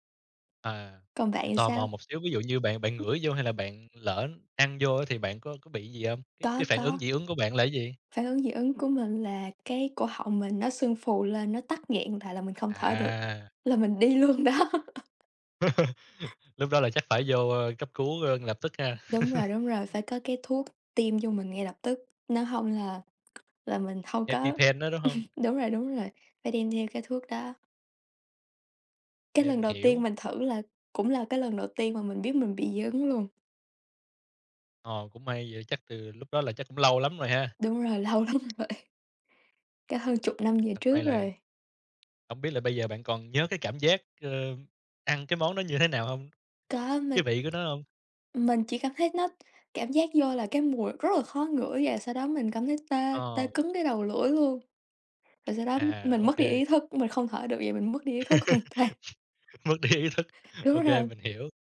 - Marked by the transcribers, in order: tapping; laughing while speaking: "là mình đi luôn đó"; laugh; other background noise; chuckle; chuckle; laughing while speaking: "lâu lắm rồi"; unintelligible speech; laugh; laughing while speaking: "Mất đi ý thức"; laughing while speaking: "toàn"
- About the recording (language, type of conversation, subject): Vietnamese, unstructured, Món ăn nào bạn từng thử nhưng không thể nuốt được?